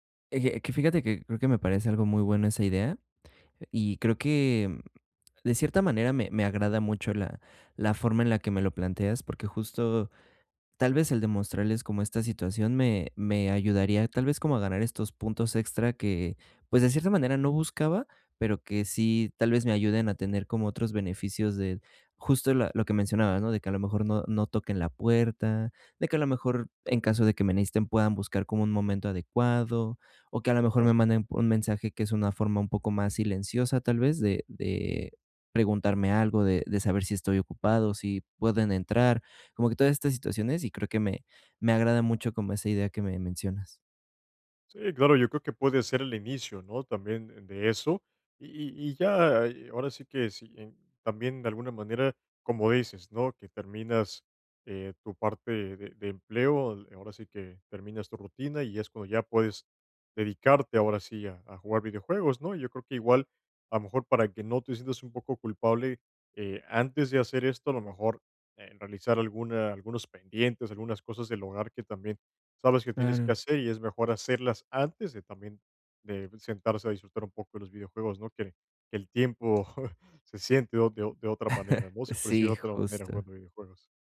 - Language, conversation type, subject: Spanish, advice, Cómo crear una rutina de ocio sin sentirse culpable
- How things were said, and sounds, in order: tapping; chuckle; chuckle